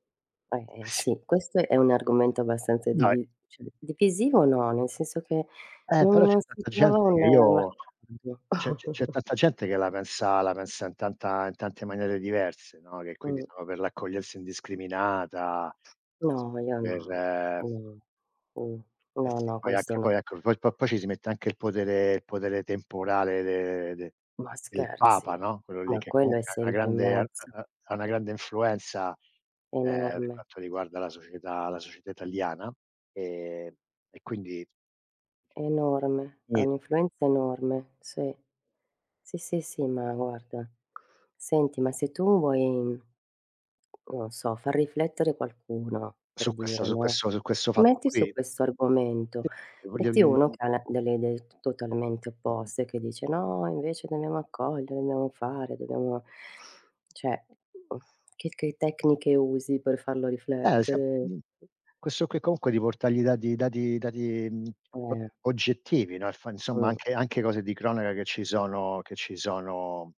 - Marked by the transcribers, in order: other background noise; tapping; "cioè" said as "ceh"; chuckle; unintelligible speech; "cioè" said as "ceh"; lip trill; "insomma" said as "nsomma"
- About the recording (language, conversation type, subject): Italian, unstructured, Come puoi convincere qualcuno senza imporre la tua opinione?